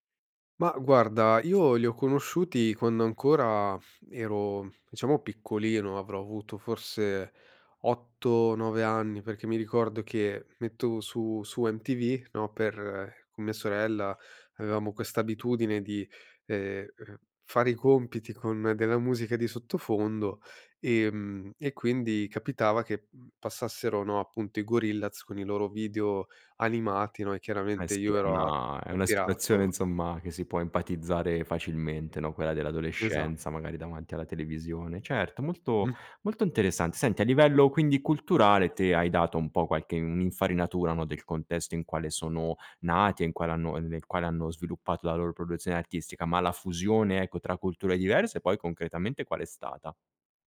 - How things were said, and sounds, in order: "mettevo" said as "mettovo"; other background noise; tapping
- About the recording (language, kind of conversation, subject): Italian, podcast, Ci parli di un artista che unisce culture diverse nella sua musica?